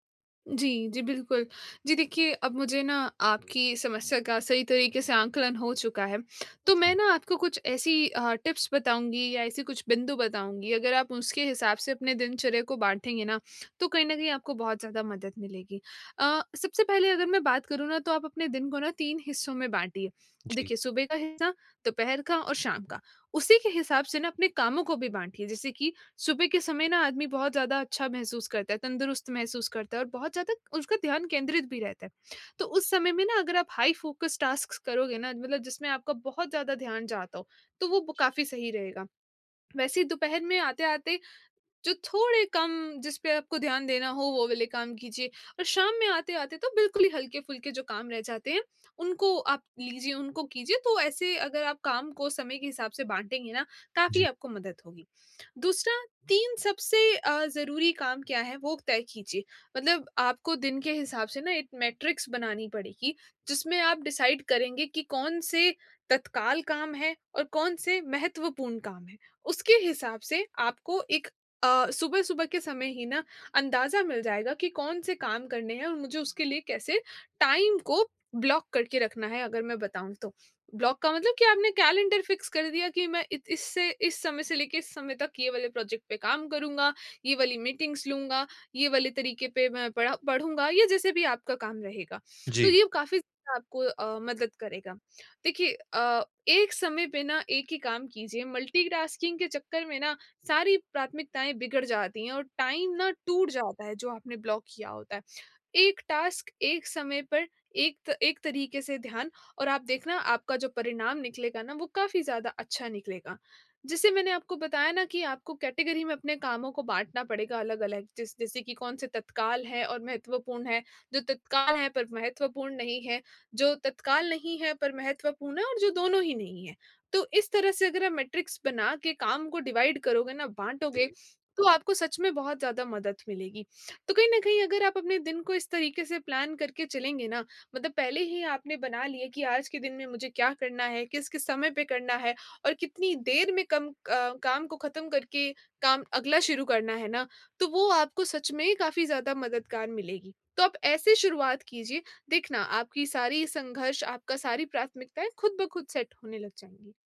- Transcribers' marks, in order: tongue click; in English: "टिप्स"; in English: "हाइ फ़ोकस टास्क्स"; in English: "मैट्रिक्स"; in English: "डिसाइड"; in English: "टाइम"; in English: "ब्लॉक"; in English: "ब्लॉक"; in English: "कैलेंडर फ़िक्स"; in English: "प्रोजेक्ट"; in English: "मीटिंग्स"; in English: "मल्टीटास्किंग"; in English: "टाइम"; in English: "ब्लॉक"; in English: "टास्क"; in English: "कैटेगरी"; in English: "मैट्रिक्स"; in English: "डिवाइड"; in English: "प्लान"; in English: "सेट"
- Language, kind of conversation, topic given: Hindi, advice, कई कार्यों के बीच प्राथमिकताओं का टकराव होने पर समय ब्लॉक कैसे बनाऊँ?